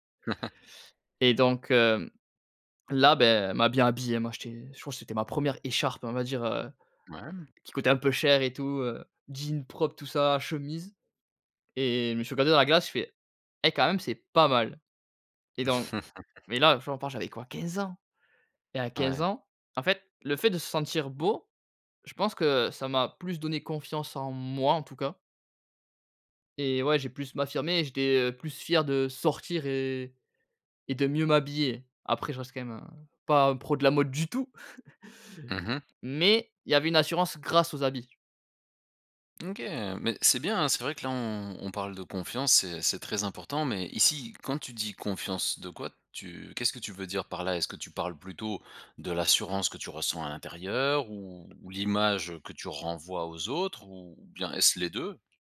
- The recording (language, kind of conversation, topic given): French, podcast, Quel rôle la confiance joue-t-elle dans ton style personnel ?
- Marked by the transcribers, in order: chuckle; chuckle; tapping; stressed: "du tout"; chuckle; stressed: "grâce"